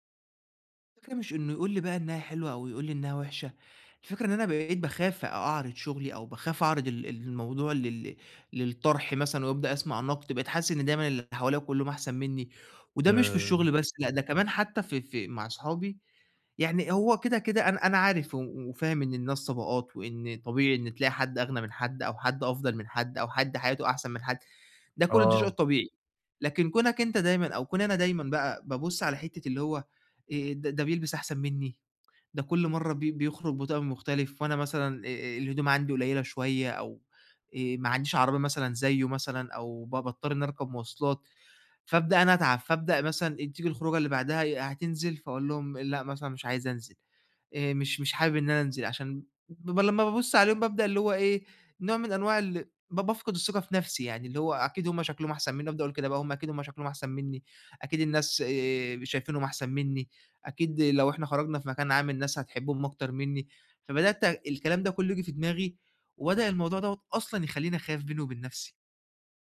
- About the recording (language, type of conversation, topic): Arabic, advice, ليه بلاقي نفسي دايمًا بقارن نفسي بالناس وبحس إن ثقتي في نفسي ناقصة؟
- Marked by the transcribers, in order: none